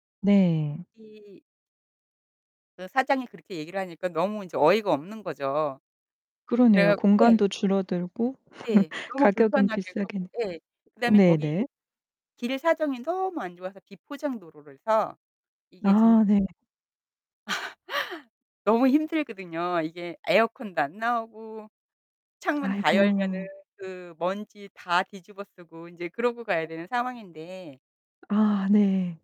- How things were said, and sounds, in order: laugh; distorted speech; other background noise; laugh; other noise
- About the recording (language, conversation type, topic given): Korean, podcast, 여행 중에 만난 특별한 사람에 대해 이야기해 주실 수 있나요?